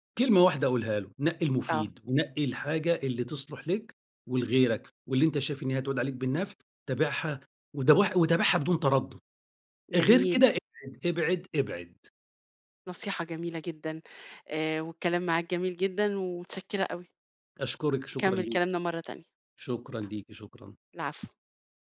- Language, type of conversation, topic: Arabic, podcast, ليه بتتابع ناس مؤثرين على السوشيال ميديا؟
- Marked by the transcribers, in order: tapping